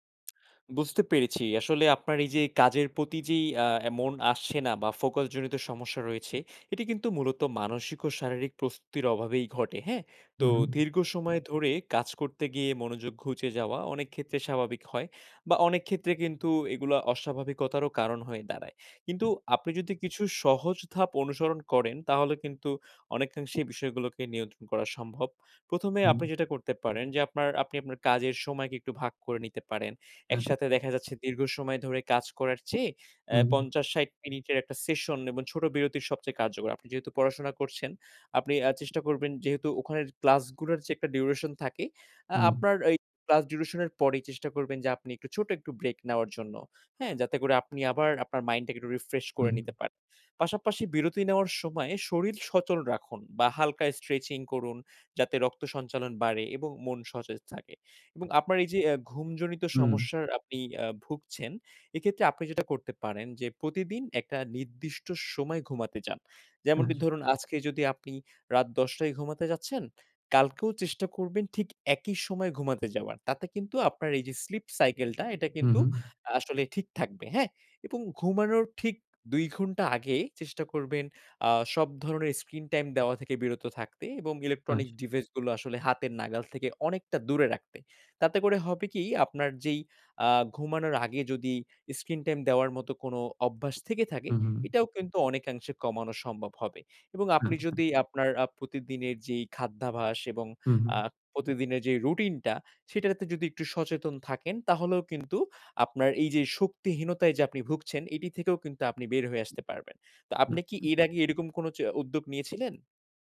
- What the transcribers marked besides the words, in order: tapping; in English: "focus"; in English: "stretching"
- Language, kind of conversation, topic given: Bengali, advice, কীভাবে আমি দীর্ঘ সময় মনোযোগ ধরে রেখে কর্মশক্তি বজায় রাখতে পারি?